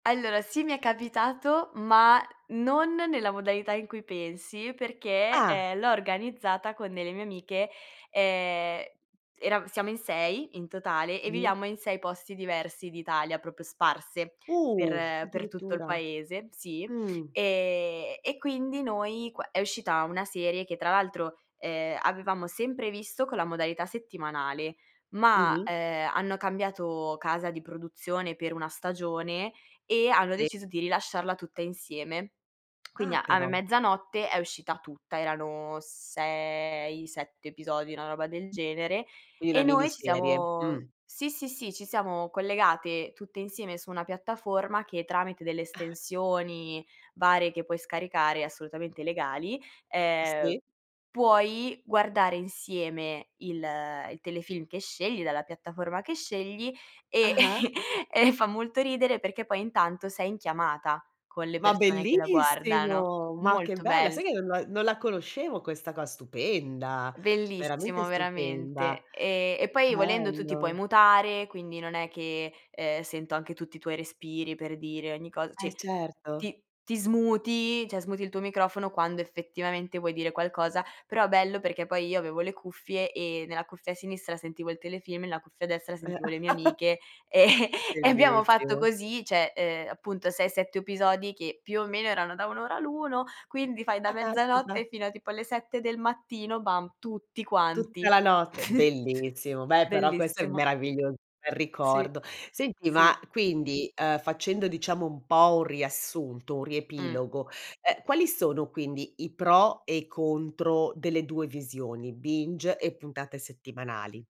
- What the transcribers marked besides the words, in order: "proprio" said as "propio"; other background noise; chuckle; "cioè" said as "ceh"; "cioè" said as "ceh"; laughing while speaking: "e"; "cioè" said as "ceh"; "episodi" said as "opisodi"; chuckle; in English: "binge"
- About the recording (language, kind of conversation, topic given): Italian, podcast, Preferisci guardare una stagione tutta d’un fiato o seguire le puntate settimana per settimana?